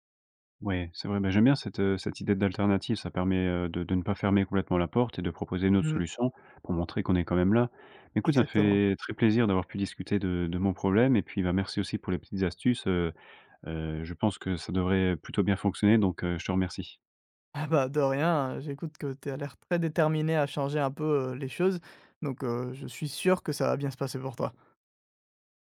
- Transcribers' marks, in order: tapping
- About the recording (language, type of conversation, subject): French, advice, Comment puis-je apprendre à dire non et à poser des limites personnelles ?